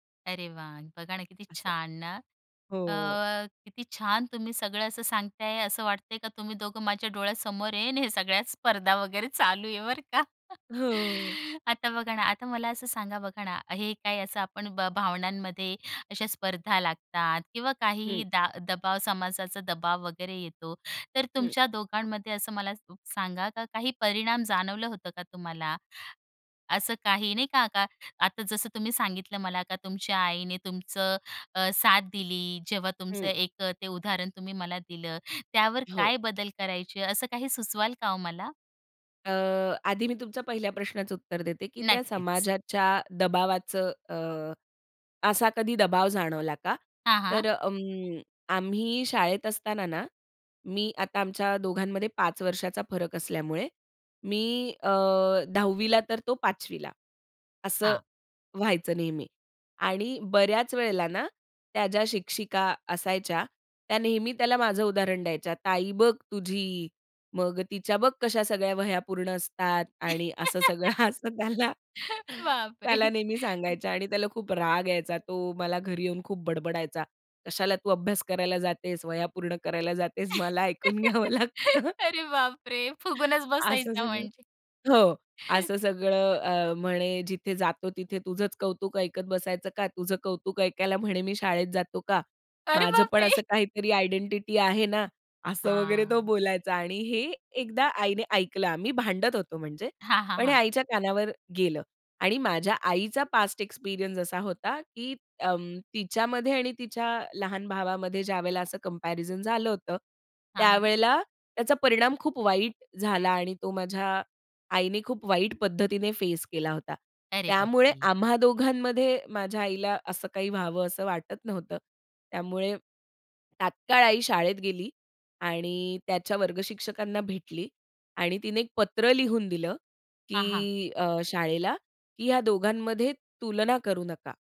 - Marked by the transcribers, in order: tapping; laughing while speaking: "ना, हे सगळ्या स्पर्धा वगैरे चालू आहे, बरं का"; chuckle; laughing while speaking: "असं सगळं असं त्याला"; chuckle; laughing while speaking: "बाप रे!"; chuckle; laughing while speaking: "मला ऐकून घ्यावं लागतं"; laugh; laughing while speaking: "अरे बाप रे! फुगूनच बसायचा म्हणजे"; inhale; laughing while speaking: "असं सगळं"; chuckle; laughing while speaking: "अरे बाप रे!"; chuckle
- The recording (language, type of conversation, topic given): Marathi, podcast, भावंडांमध्ये स्पर्धा आणि सहकार्य कसं होतं?